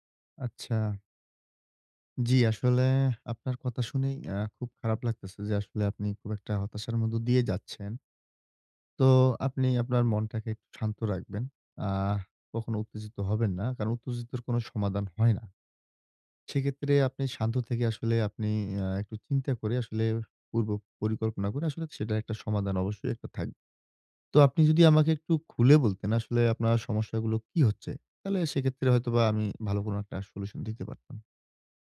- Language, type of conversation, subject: Bengali, advice, অন্যদের সঙ্গে নিজেকে তুলনা না করে আমি কীভাবে আত্মসম্মান বজায় রাখতে পারি?
- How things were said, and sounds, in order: tapping; "সলিউশন" said as "ষলুশণ"